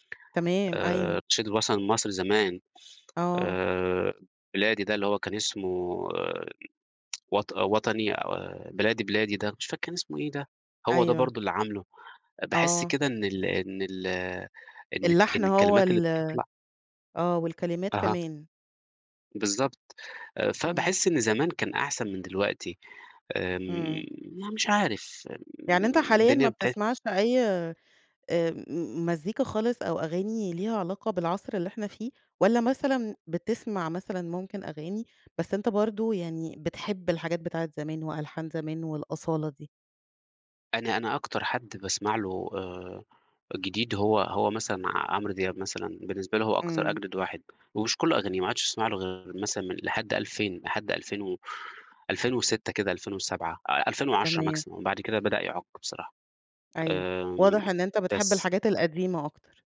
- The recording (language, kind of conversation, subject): Arabic, podcast, إيه أول أغنية أثّرت فيك، وسمعتها إمتى وفين لأول مرة؟
- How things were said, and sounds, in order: "الوطني" said as "الوصني"; tsk; tapping; in English: "maximum"